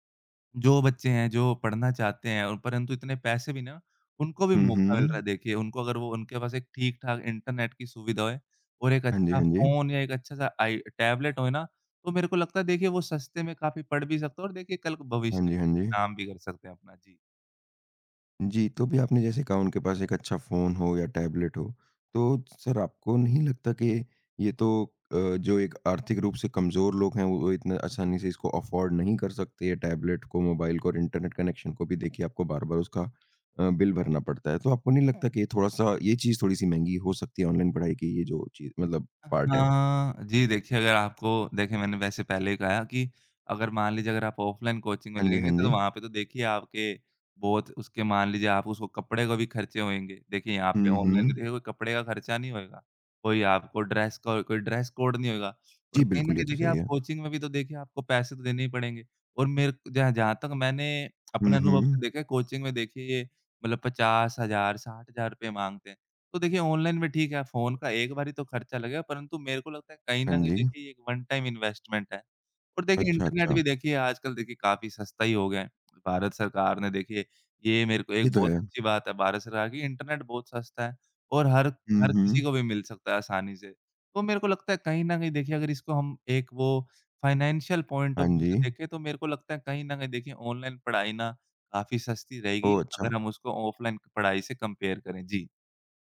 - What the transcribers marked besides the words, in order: in English: "सर"; in English: "अफ़ोर्ड"; in English: "इंटरनेट कनेक्शन"; in English: "पार्ट"; in English: "ऑफलाइन कोचिंग"; in English: "ड्रेस कोड"; in English: "वन टाइम इन्वेस्टमेंट"; tapping; in English: "फाइनेंशियल पॉइंट ऑफ व्यू"; in English: "कंपेयर"
- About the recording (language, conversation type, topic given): Hindi, podcast, ऑनलाइन पढ़ाई ने आपकी सीखने की आदतें कैसे बदलीं?